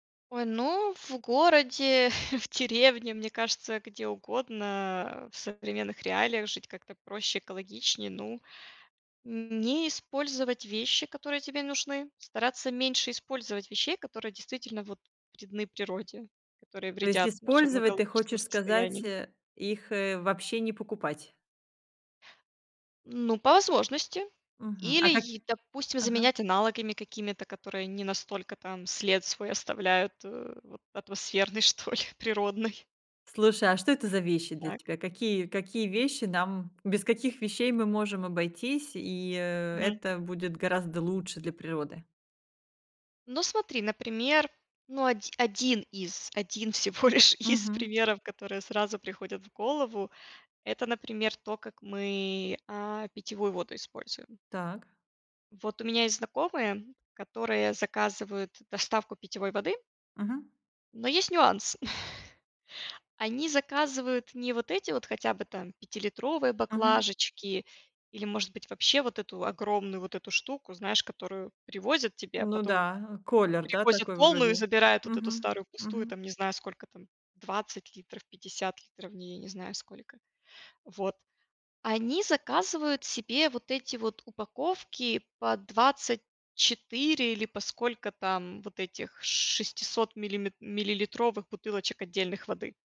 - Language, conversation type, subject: Russian, podcast, Что значит жить проще и экологичнее в городе?
- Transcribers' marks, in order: laughing while speaking: "в деревне"; other background noise; laughing while speaking: "что ли, природный"; laughing while speaking: "лишь из примеров"; chuckle; "кулер" said as "колер"